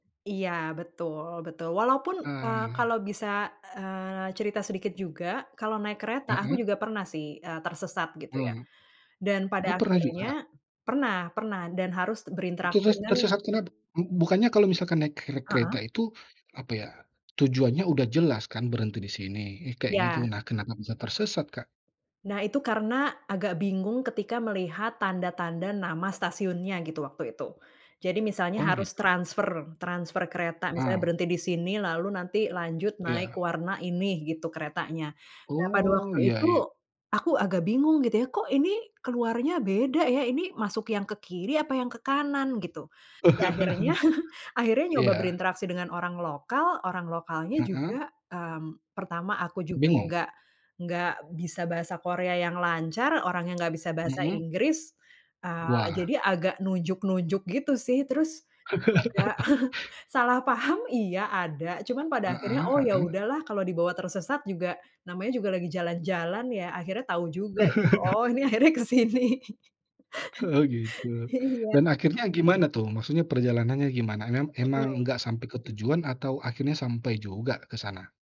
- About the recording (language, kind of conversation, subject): Indonesian, podcast, Pernahkah kamu tersesat saat traveling dan akhirnya jadi cerita seru?
- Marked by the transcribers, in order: other background noise; chuckle; chuckle; laugh; chuckle; chuckle; laughing while speaking: "akhirnya kesini"; laugh